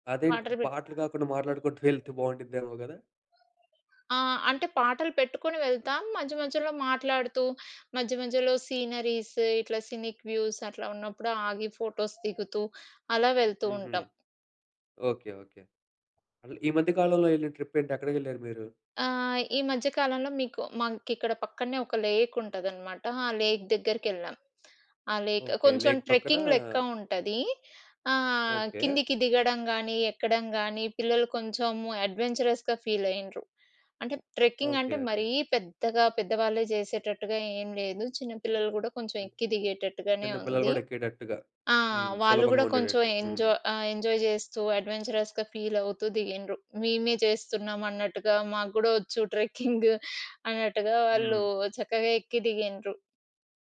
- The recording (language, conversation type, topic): Telugu, podcast, మీ కుటుంబంతో కలిసి విశ్రాంతి పొందడానికి మీరు ఏ విధానాలు పాటిస్తారు?
- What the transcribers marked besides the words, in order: other background noise; in English: "సీనరీస్"; in English: "సినిక్ వ్యూస్"; in English: "ఫోటోస్"; in English: "ట్రిప్"; in English: "లేక్"; in English: "లేక్"; in English: "లేక్"; in English: "లేక్"; in English: "ట్రెక్కింగ్"; in English: "అడ్వెంచరస్‌గా ఫీల్"; in English: "ట్రెక్కింగ్"; other noise; in English: "ఎంజాయ్"; in English: "అడ్వెంచరస్‌గా ఫీల్"; in English: "ట్రెక్కింగ్"; chuckle